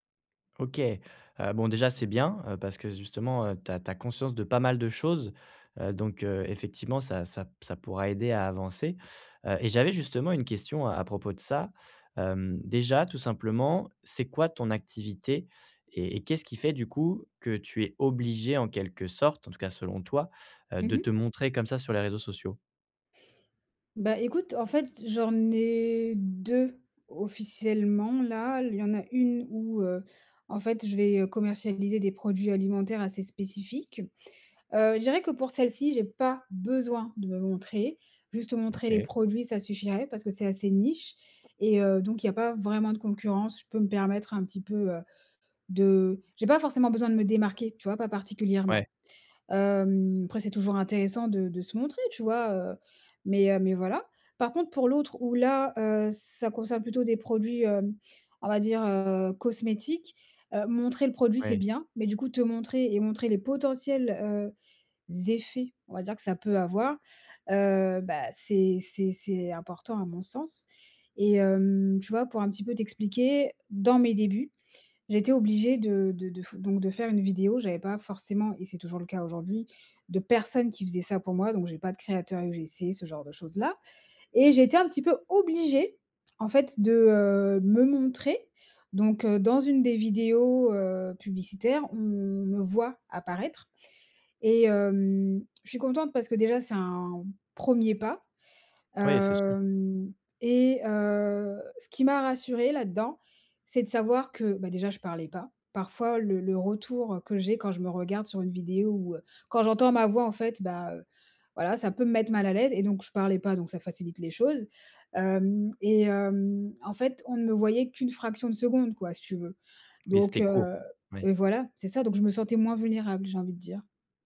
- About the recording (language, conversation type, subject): French, advice, Comment gagner confiance en soi lorsque je dois prendre la parole devant un groupe ?
- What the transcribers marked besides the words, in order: stressed: "obligée"